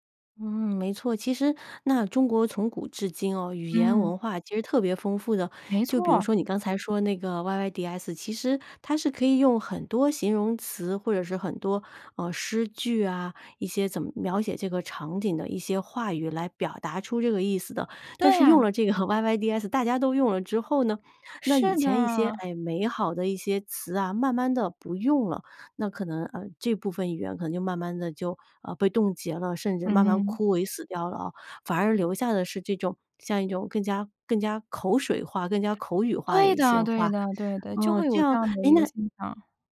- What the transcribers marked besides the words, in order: laughing while speaking: "个"; other background noise
- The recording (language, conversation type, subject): Chinese, podcast, 你觉得网络语言对传统语言有什么影响？